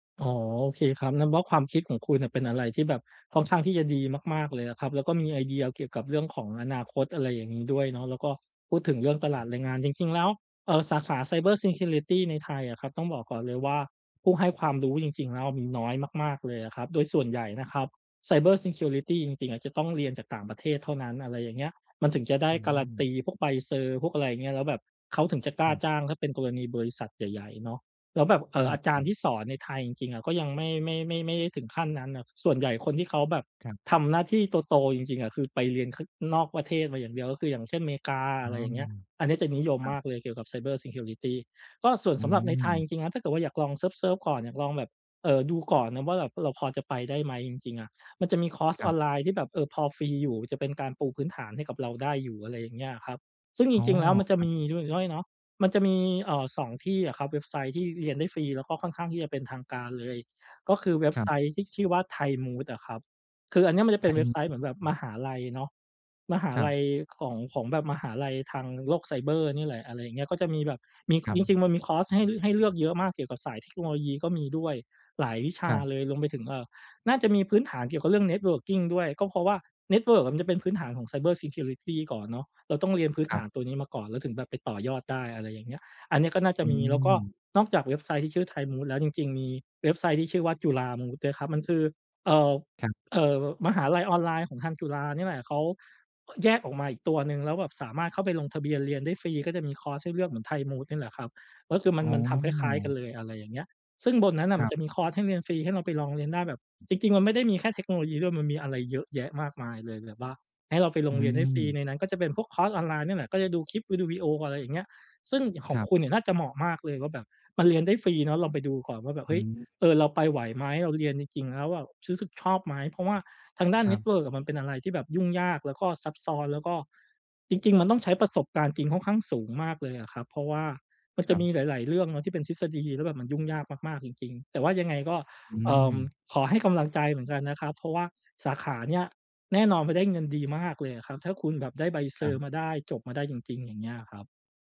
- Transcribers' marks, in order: in English: "ไซเบอร์ซีเคียวริตี"; in English: "ไซเบอร์ซีเคียวริตี"; in English: "ไซเบอร์ซีเคียวริตี"; in English: "networking"; in English: "ไซเบอร์ซีเคียวริตี"; tapping
- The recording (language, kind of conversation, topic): Thai, advice, ความกลัวล้มเหลว